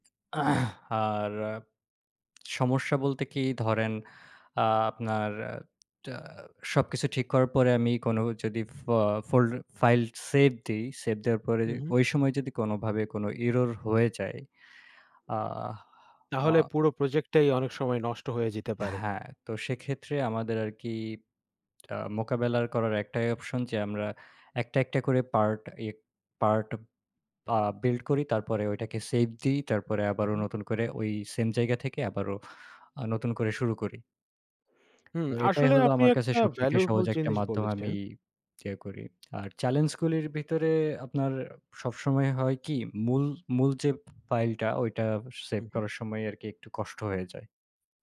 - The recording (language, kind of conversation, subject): Bengali, unstructured, আপনি কীভাবে আপনার পড়াশোনায় ডিজিটাল উপকরণ ব্যবহার করেন?
- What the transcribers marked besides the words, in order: tapping; throat clearing